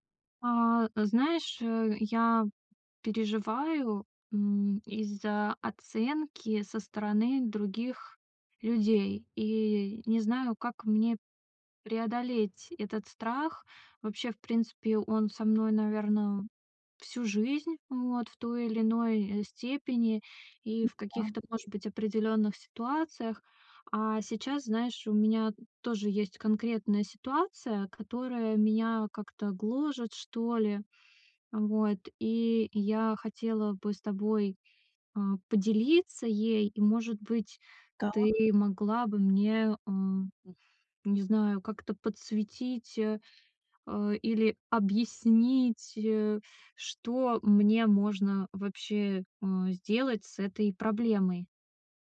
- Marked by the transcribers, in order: tapping
- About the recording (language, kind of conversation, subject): Russian, advice, Как мне перестать бояться оценки со стороны других людей?